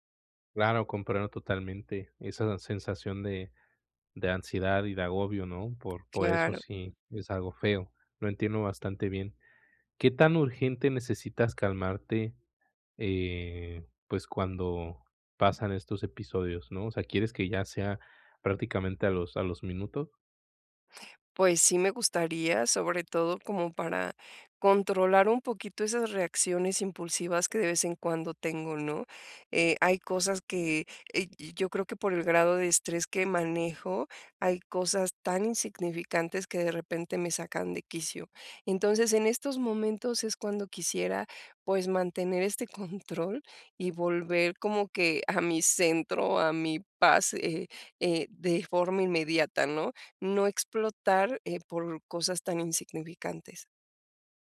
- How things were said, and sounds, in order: none
- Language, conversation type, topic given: Spanish, advice, ¿Cómo puedo relajar el cuerpo y la mente rápidamente?
- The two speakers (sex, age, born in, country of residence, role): female, 45-49, Mexico, Mexico, user; male, 20-24, Mexico, Mexico, advisor